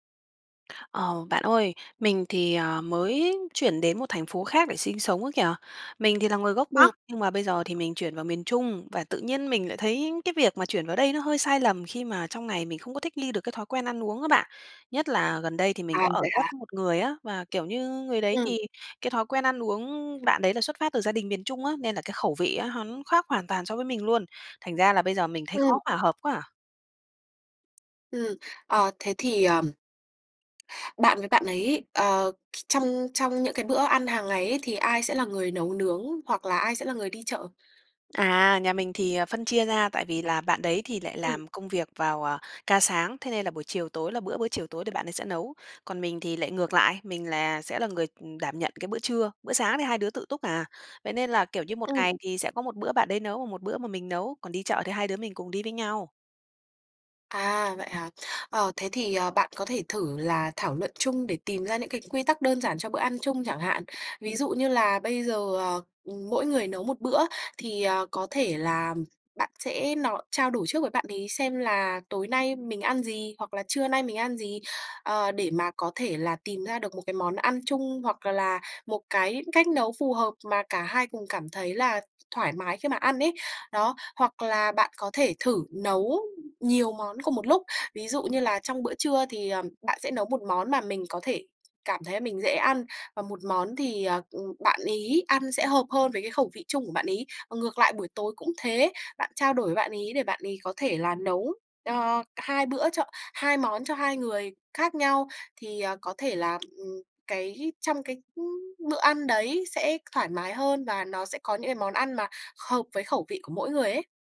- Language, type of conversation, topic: Vietnamese, advice, Làm sao để cân bằng chế độ ăn khi sống chung với người có thói quen ăn uống khác?
- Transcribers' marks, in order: tapping; other background noise